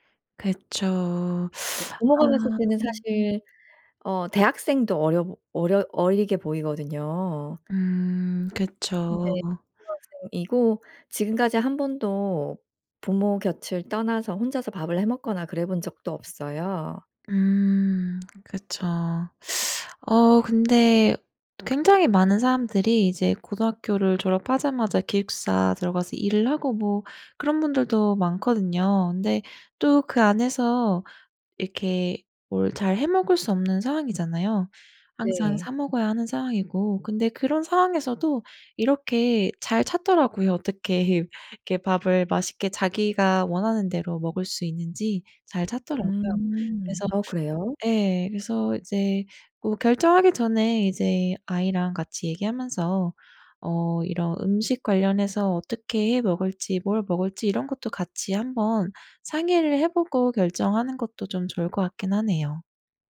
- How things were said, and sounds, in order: teeth sucking; other background noise; laughing while speaking: "어떻게"
- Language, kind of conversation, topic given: Korean, advice, 도시나 다른 나라로 이주할지 결정하려고 하는데, 어떤 점을 고려하면 좋을까요?